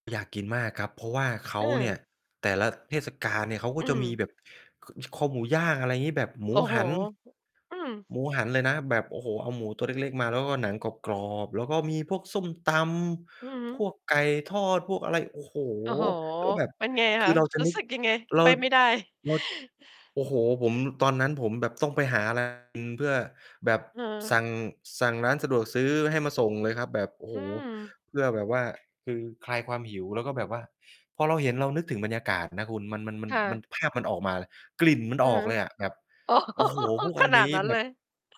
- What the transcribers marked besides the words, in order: tapping; chuckle; distorted speech; laugh
- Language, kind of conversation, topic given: Thai, podcast, คุณคิดว่าเทคโนโลยีทำให้ความสัมพันธ์ระหว่างคนใกล้กันขึ้นหรือไกลกันขึ้นมากกว่ากัน เพราะอะไร?